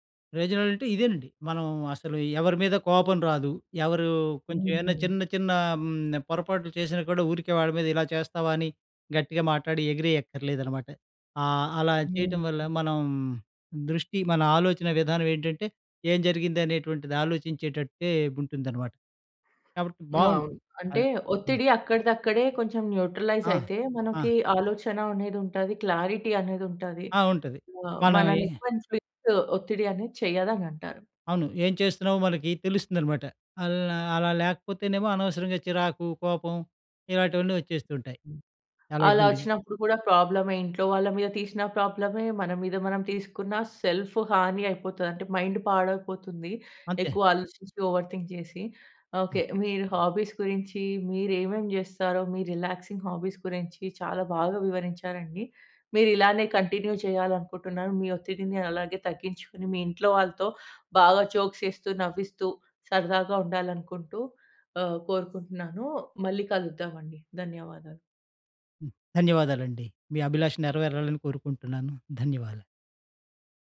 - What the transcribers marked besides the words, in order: in English: "రిసల్ట్"; in English: "న్యూట్రలైజ్"; in English: "క్లారిటీ"; unintelligible speech; in English: "మైండ్"; in English: "ఓవర్ థింక్"; in English: "హాబీస్"; in English: "రిలాక్సింగ్ హాబీస్"; in English: "కంటిన్యూ"; in English: "జోక్స్"
- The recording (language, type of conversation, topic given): Telugu, podcast, మీకు విశ్రాంతినిచ్చే హాబీలు ఏవి నచ్చుతాయి?